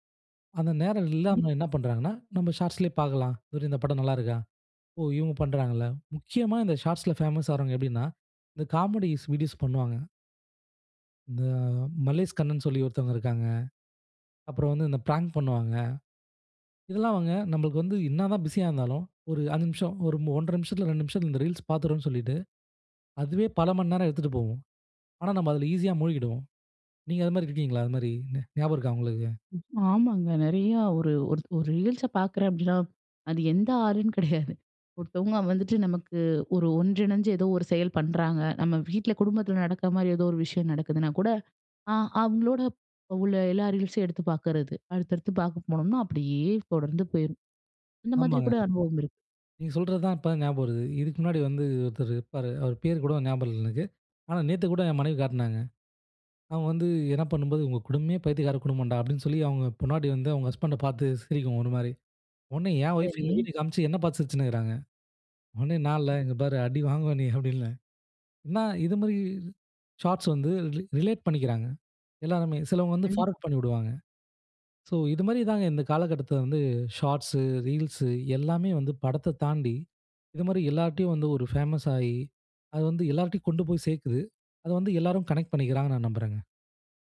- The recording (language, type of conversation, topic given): Tamil, podcast, சிறு கால வீடியோக்கள் முழுநீளத் திரைப்படங்களை மிஞ்சி வருகிறதா?
- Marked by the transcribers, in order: in English: "ஷார்ட்ஸ்லேயே"; surprised: "ஓ! இவங்க பண்ணுறாங்களா?"; in English: "ஷார்ட்ஸ்ல பேமஸ்"; in English: "காமெடி வீடியோஸ்"; in English: "பிராங்க்"; other noise; laughing while speaking: "அடி வாங்குவா நீ!"; in English: "ரிலே ரிலேட்"; in English: "ஃபார்வர்ட்"; in English: "ஷார்ட்ஸ், ரீல்ஸ்"; in English: "பேமஸ்"; in English: "கனெக்ட்"